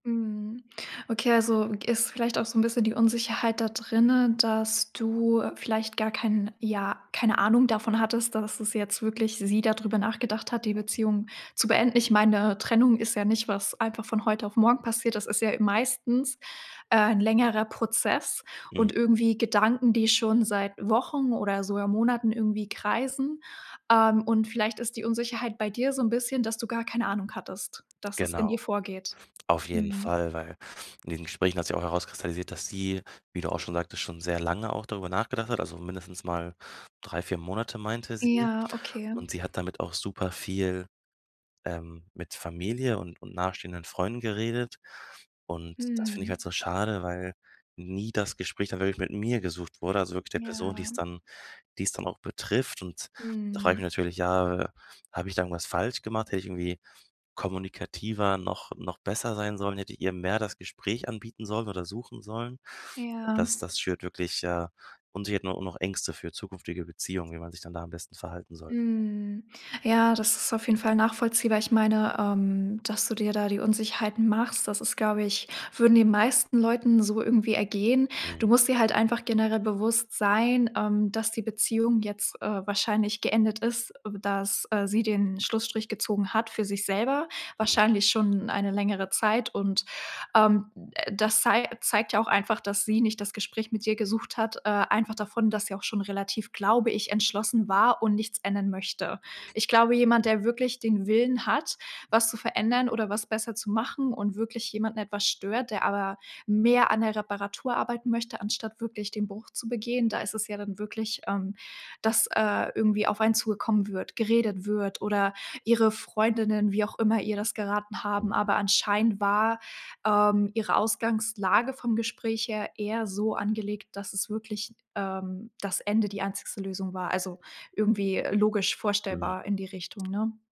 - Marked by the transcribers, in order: other background noise; "einzigste" said as "einzige"
- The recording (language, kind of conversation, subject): German, advice, Wie gehst du mit der Unsicherheit nach einer Trennung um?
- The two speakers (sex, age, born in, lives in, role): female, 18-19, Germany, Germany, advisor; male, 25-29, Germany, Germany, user